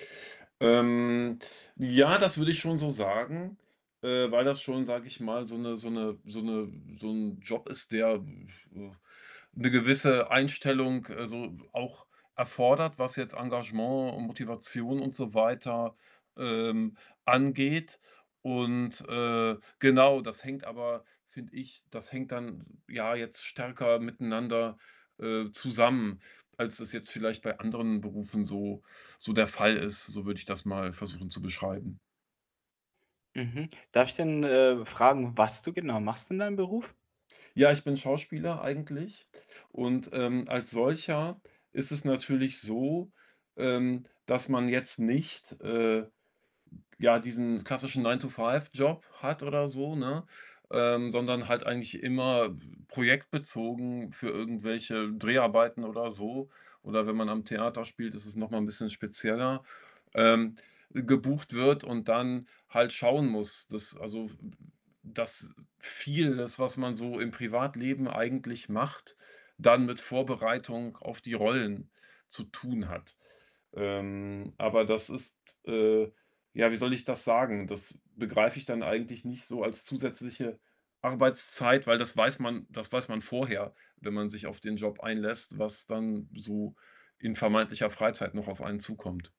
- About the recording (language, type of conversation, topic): German, podcast, Wie wichtig ist dir eine ausgewogene Balance zwischen Arbeit und Privatleben für dein Selbstbild?
- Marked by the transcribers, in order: static; other background noise